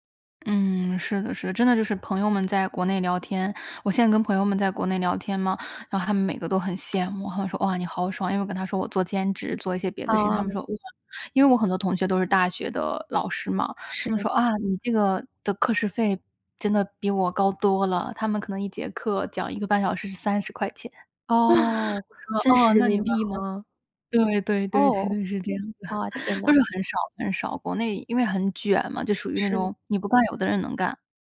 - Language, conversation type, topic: Chinese, podcast, 有哪次旅行让你重新看待人生？
- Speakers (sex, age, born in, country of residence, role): female, 30-34, China, United States, guest; female, 35-39, China, United States, host
- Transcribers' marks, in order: other background noise; laugh